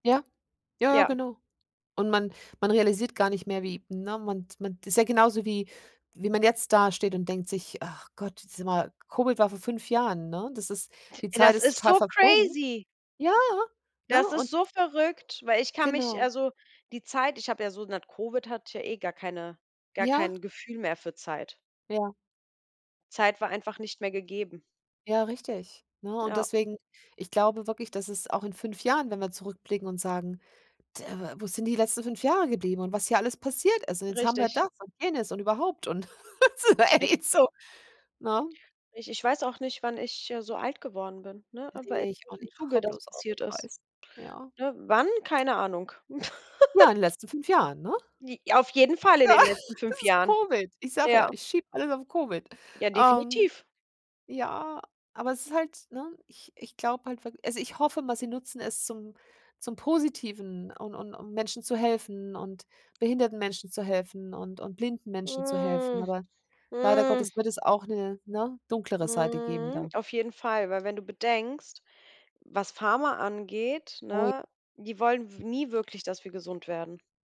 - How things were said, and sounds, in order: in English: "crazy"; stressed: "crazy"; joyful: "Ja"; unintelligible speech; laugh; laughing while speaking: "so, ey, so"; other background noise; laugh; laughing while speaking: "Ja, es ist Covid"; stressed: "hoffe"; drawn out: "Hm. Hm"; drawn out: "Mhm"
- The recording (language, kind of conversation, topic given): German, unstructured, Wie stellst du dir die Zukunft der Technologie vor?